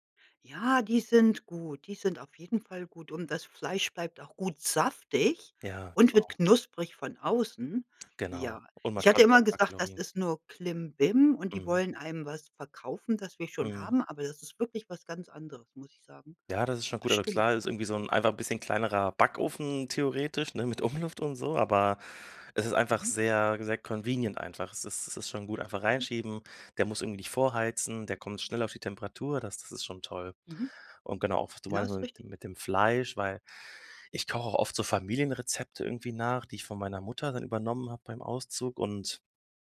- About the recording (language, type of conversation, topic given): German, podcast, Was verbindest du mit Festessen oder Familienrezepten?
- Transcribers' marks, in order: unintelligible speech; tapping; laughing while speaking: "Umluft"; in English: "convenient"